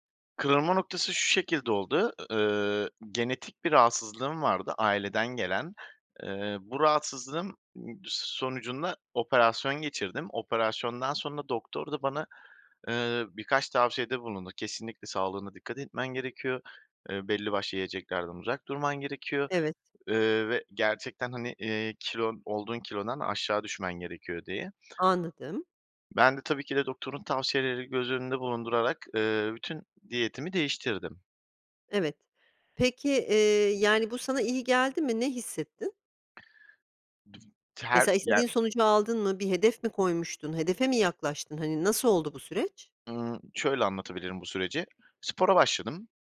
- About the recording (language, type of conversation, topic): Turkish, podcast, Sağlıklı beslenmeyi günlük hayatına nasıl entegre ediyorsun?
- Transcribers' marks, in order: other noise; unintelligible speech